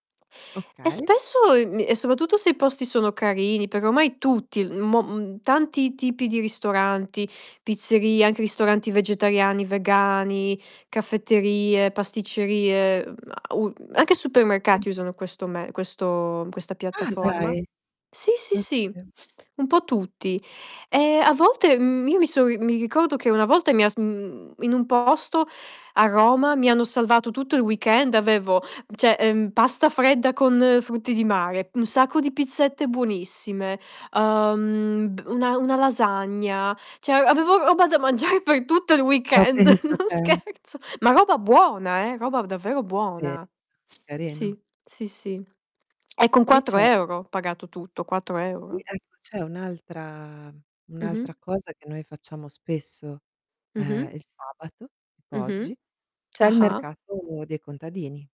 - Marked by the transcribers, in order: static; distorted speech; other background noise; in English: "weekend"; "cioè" said as "ceh"; laughing while speaking: "mangiare"; laughing while speaking: "weekend, non scherzo"; in English: "weekend"; stressed: "buona"; tapping
- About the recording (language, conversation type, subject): Italian, unstructured, Quali metodi usi per risparmiare senza rinunciare alle piccole gioie quotidiane?